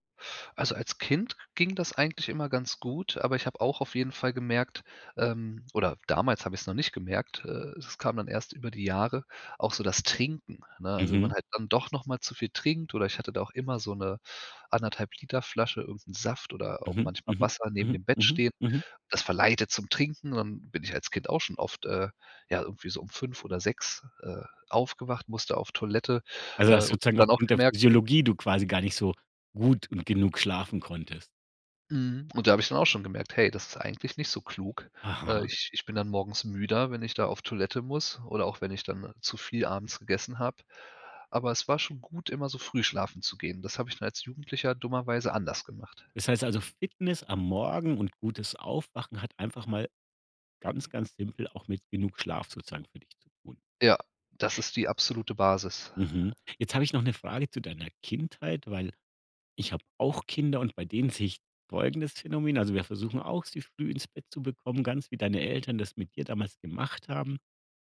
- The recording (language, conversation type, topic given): German, podcast, Was hilft dir, morgens wach und fit zu werden?
- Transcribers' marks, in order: none